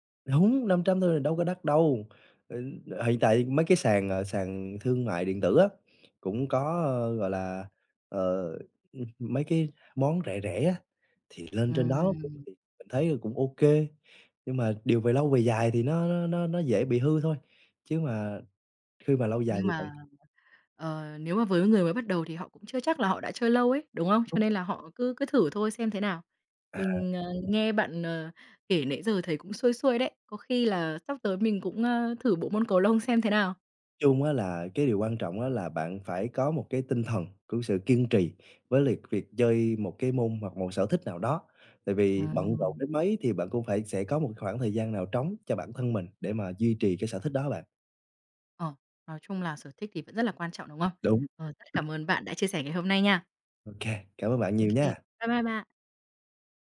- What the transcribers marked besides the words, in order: other noise; other background noise; tapping
- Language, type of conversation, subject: Vietnamese, podcast, Bạn làm thế nào để sắp xếp thời gian cho sở thích khi lịch trình bận rộn?